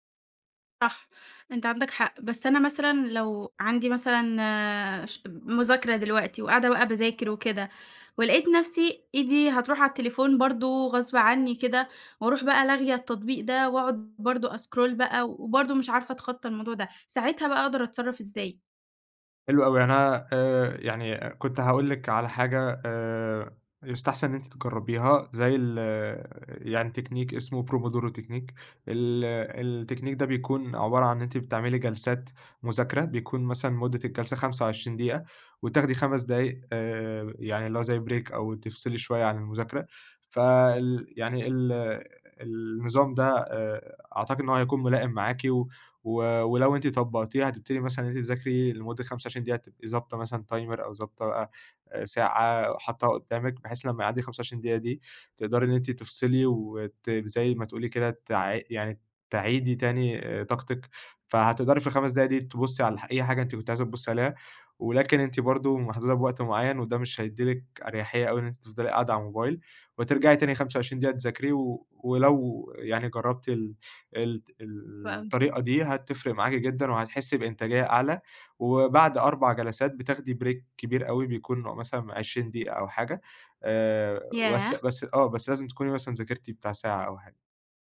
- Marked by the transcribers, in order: in English: "أسكرول"; in English: "تكنيك"; in English: "promodoro تكنيك"; "pomodoro" said as "promodoro"; in English: "التكنيك"; in English: "بريك"; in English: "تايمر"; in English: "بريك"
- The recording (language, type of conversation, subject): Arabic, advice, إزاي الموبايل والسوشيال ميديا بيشتتوا انتباهك طول الوقت؟